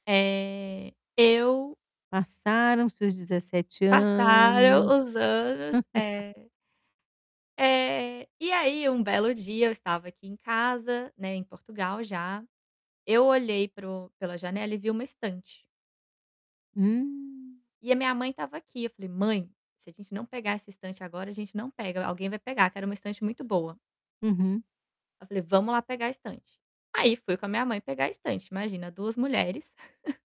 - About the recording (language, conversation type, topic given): Portuguese, advice, Como posso gerir a dor e prevenir recaídas ao treinar?
- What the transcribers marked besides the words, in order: static; mechanical hum; laugh; chuckle